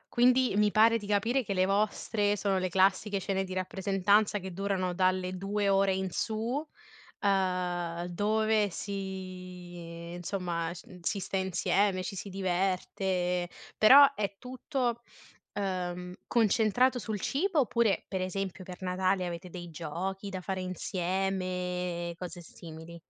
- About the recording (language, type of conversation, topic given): Italian, podcast, Come festeggiate una ricorrenza importante a casa vostra?
- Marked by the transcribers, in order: drawn out: "si"; tapping